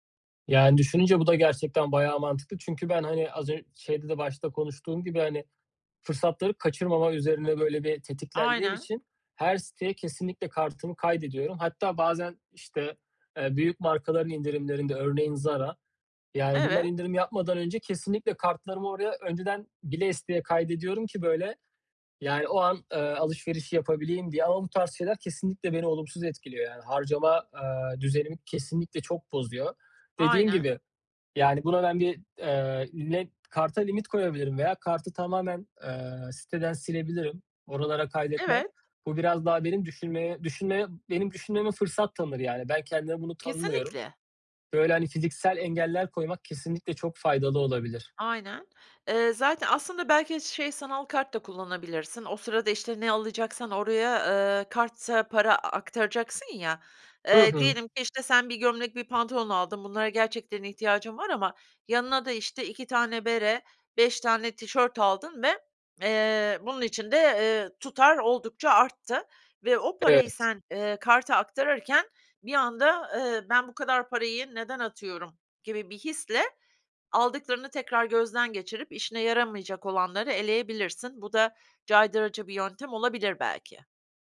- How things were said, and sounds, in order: other background noise; tapping
- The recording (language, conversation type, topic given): Turkish, advice, İndirim dönemlerinde gereksiz alışveriş yapma kaygısıyla nasıl başa çıkabilirim?